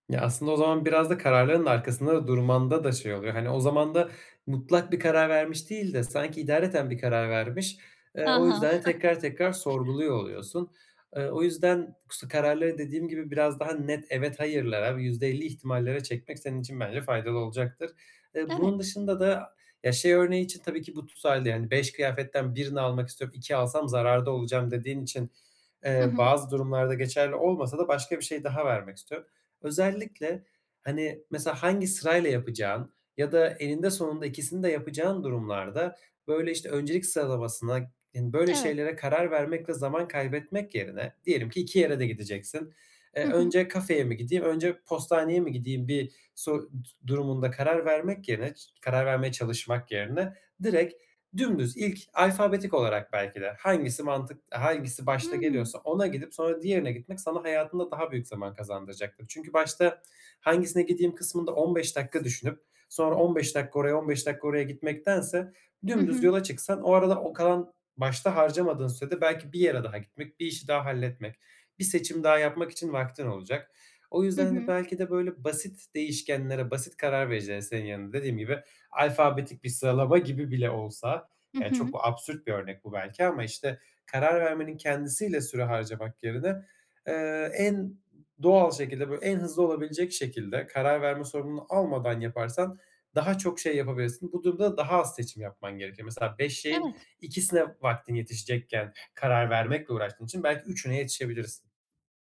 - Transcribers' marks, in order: chuckle; other background noise; tapping
- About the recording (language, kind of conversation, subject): Turkish, advice, Seçenek çok olduğunda daha kolay nasıl karar verebilirim?